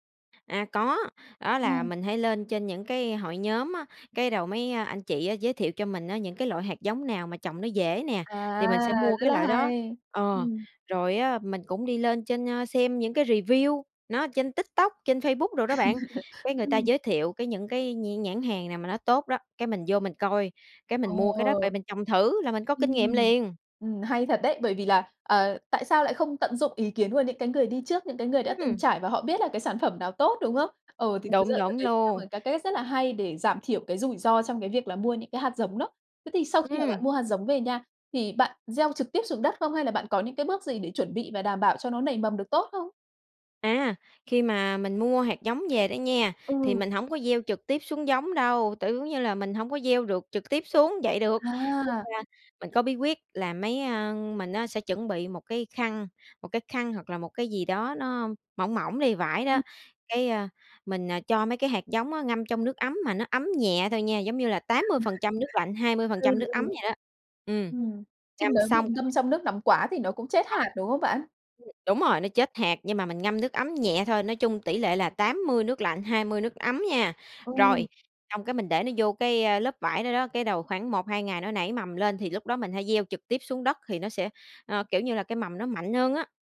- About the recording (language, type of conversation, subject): Vietnamese, podcast, Bạn có bí quyết nào để trồng rau trên ban công không?
- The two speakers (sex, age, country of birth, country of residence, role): female, 25-29, Vietnam, Vietnam, guest; female, 30-34, Vietnam, Malaysia, host
- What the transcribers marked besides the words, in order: tapping; laugh; other background noise; chuckle